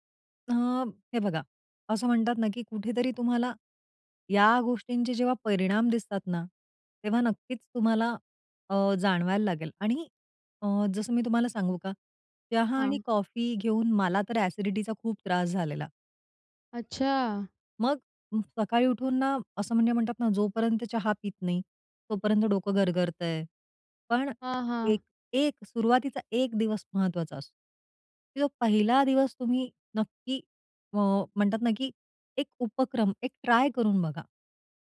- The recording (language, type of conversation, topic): Marathi, podcast, साखर आणि मीठ कमी करण्याचे सोपे उपाय
- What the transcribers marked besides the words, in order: unintelligible speech